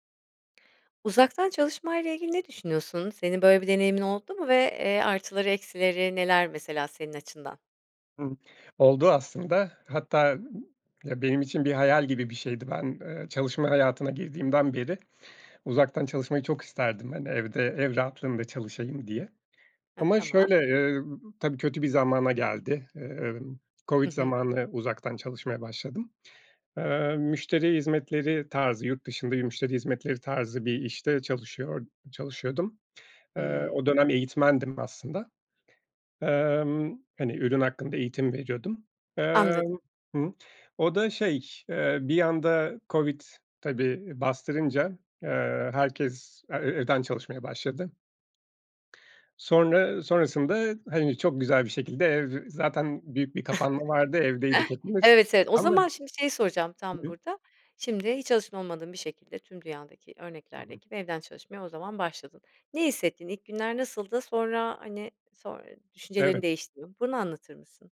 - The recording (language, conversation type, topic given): Turkish, podcast, Uzaktan çalışmanın artıları ve eksileri neler?
- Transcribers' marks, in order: chuckle; unintelligible speech